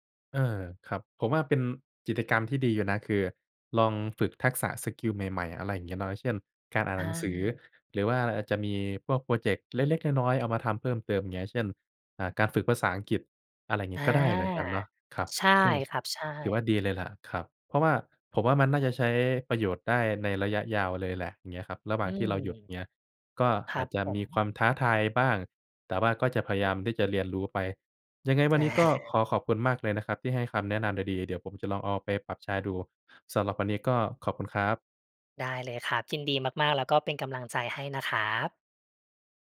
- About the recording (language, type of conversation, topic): Thai, advice, จะเริ่มจัดสรรเวลาเพื่อทำกิจกรรมที่ช่วยเติมพลังให้ตัวเองได้อย่างไร?
- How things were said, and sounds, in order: laughing while speaking: "แน่"